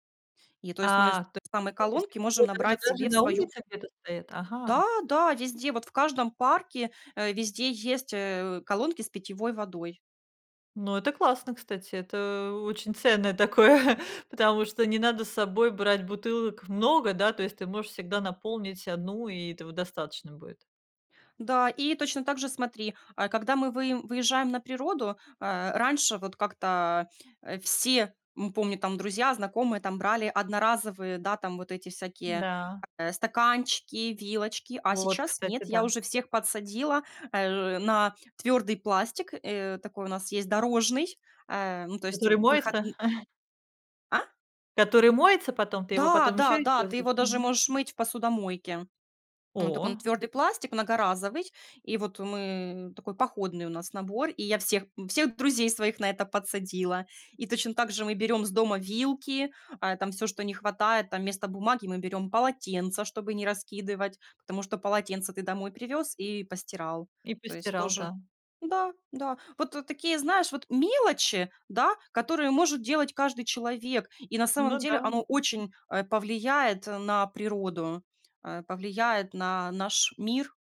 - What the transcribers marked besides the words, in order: unintelligible speech; tapping; laughing while speaking: "такое"; chuckle
- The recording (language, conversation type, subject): Russian, podcast, Как можно сократить использование пластика дома?